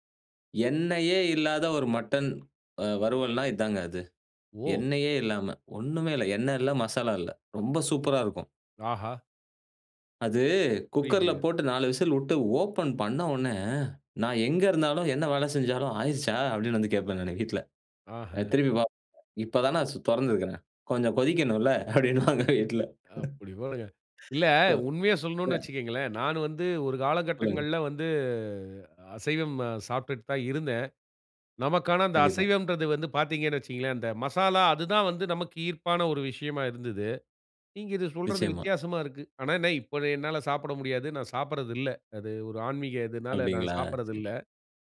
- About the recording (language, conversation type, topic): Tamil, podcast, உணவின் வாசனை உங்கள் உணர்வுகளை எப்படித் தூண்டுகிறது?
- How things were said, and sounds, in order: tapping; laughing while speaking: "அப்டீன்பாங்க வீட்ல. ப ம"; drawn out: "வந்து"